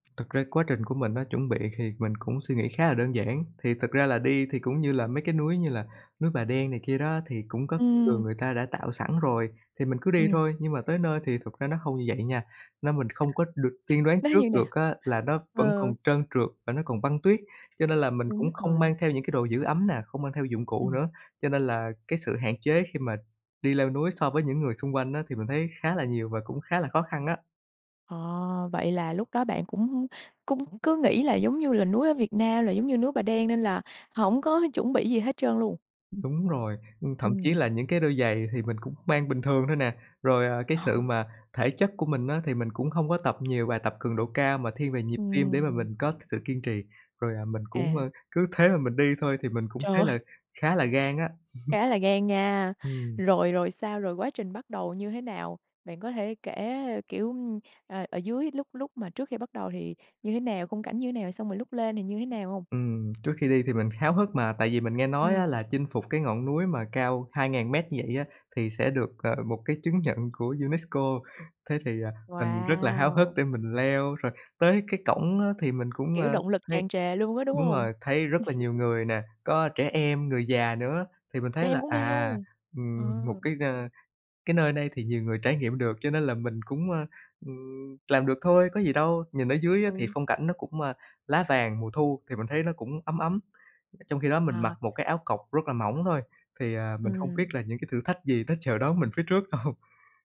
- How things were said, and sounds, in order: tapping; other background noise; laughing while speaking: "Trời"; chuckle; laugh; laughing while speaking: "chờ đón mình phía trước đâu"
- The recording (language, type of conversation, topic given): Vietnamese, podcast, Bạn có thể kể cho mình nghe về một trải nghiệm gần gũi với thiên nhiên không?
- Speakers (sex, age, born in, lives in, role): female, 25-29, Vietnam, Vietnam, host; male, 25-29, Vietnam, Vietnam, guest